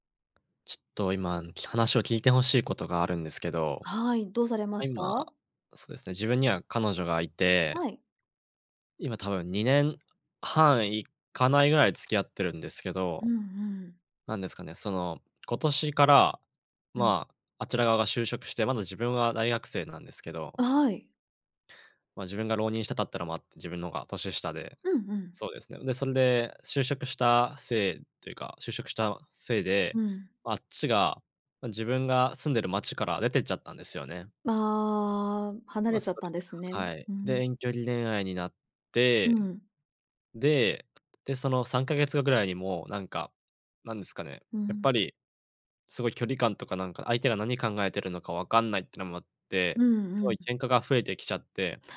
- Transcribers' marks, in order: other noise
- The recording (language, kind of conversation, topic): Japanese, advice, 長年のパートナーとの関係が悪化し、別れの可能性に直面したとき、どう向き合えばよいですか？